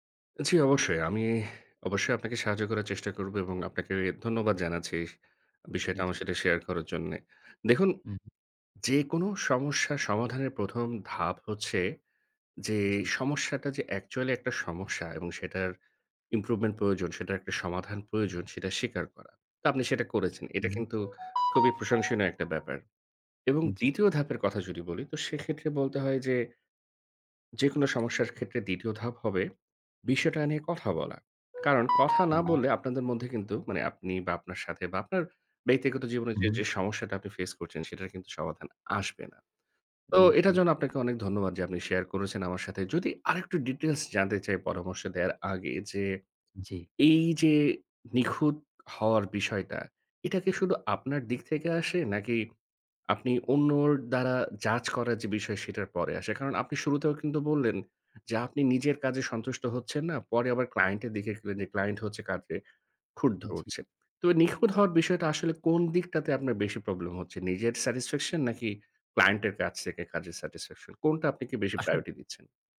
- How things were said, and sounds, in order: sigh; other background noise; tapping; alarm
- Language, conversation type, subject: Bengali, advice, কেন নিখুঁত করতে গিয়ে আপনার কাজগুলো শেষ করতে পারছেন না?